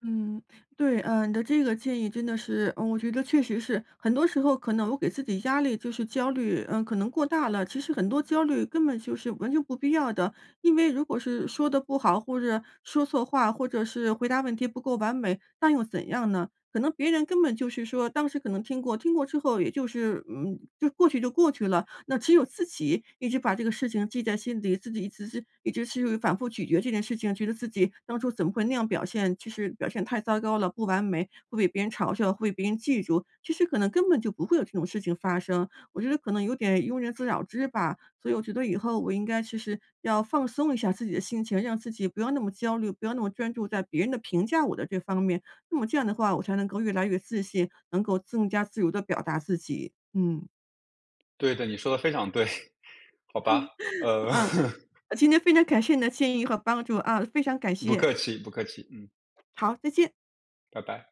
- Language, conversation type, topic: Chinese, advice, 我想表达真实的自己，但担心被排斥，我该怎么办？
- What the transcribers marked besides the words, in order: "更" said as "赠"; tapping; chuckle; other background noise